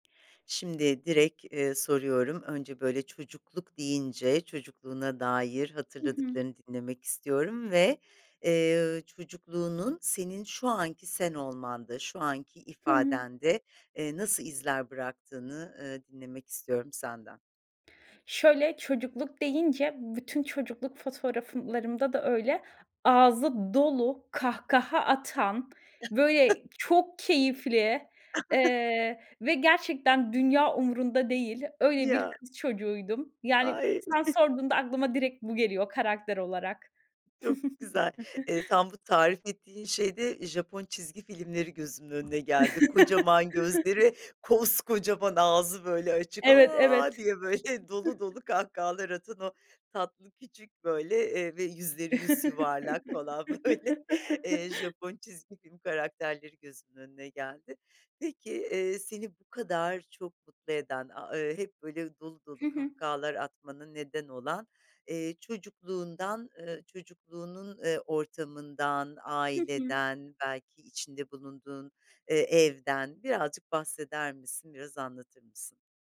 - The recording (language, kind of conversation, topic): Turkish, podcast, Çocukluğunuz, kendinizi ifade ediş biçiminizi nasıl etkiledi?
- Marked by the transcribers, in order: other background noise; tapping; "fotoğraflarımda" said as "fotoğrafınlarımda"; chuckle; laugh; laughing while speaking: "Ay!"; chuckle; chuckle; chuckle; laughing while speaking: "böyle"; chuckle; chuckle; laughing while speaking: "böyle"